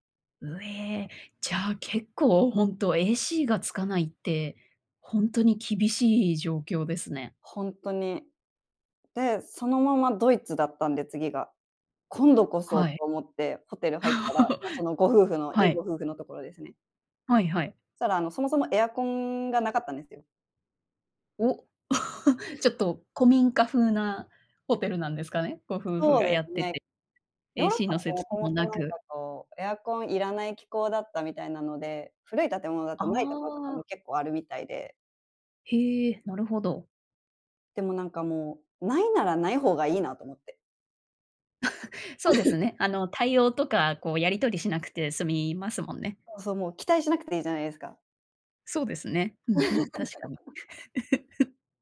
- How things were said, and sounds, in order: laugh; chuckle; scoff; chuckle; laugh
- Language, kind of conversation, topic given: Japanese, podcast, 一番忘れられない旅行の話を聞かせてもらえますか？